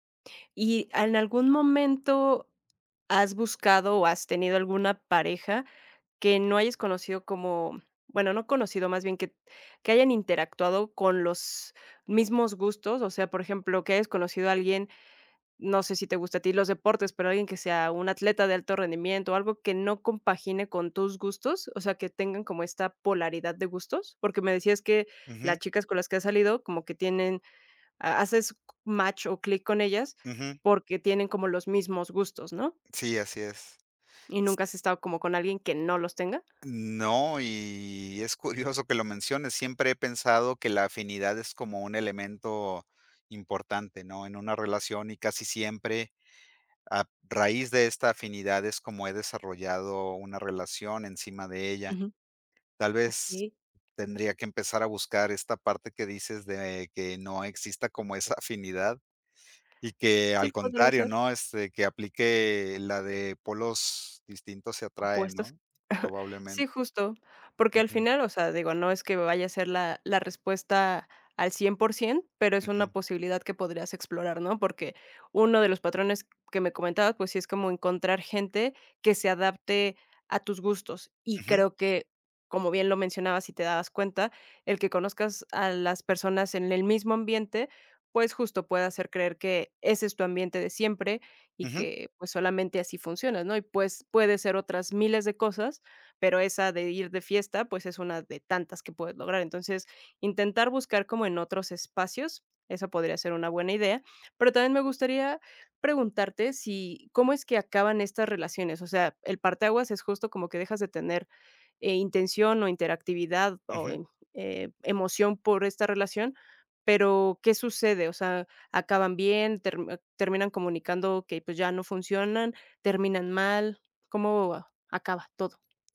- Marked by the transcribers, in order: laughing while speaking: "curioso"; laughing while speaking: "como esa"; tapping
- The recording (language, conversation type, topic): Spanish, advice, ¿Por qué repito relaciones románticas dañinas?
- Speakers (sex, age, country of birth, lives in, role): female, 35-39, Mexico, Mexico, advisor; male, 50-54, Mexico, Mexico, user